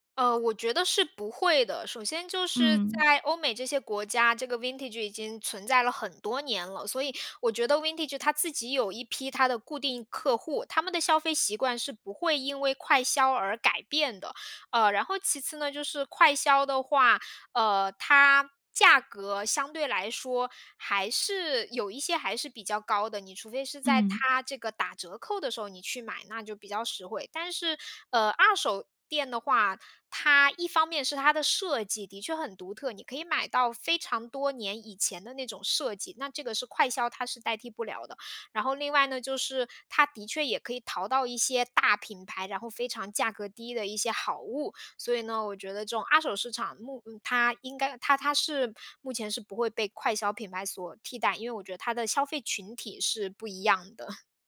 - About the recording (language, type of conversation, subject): Chinese, podcast, 你怎么看线上购物改变消费习惯？
- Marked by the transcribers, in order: in English: "Vintage"; in English: "Vintage"; chuckle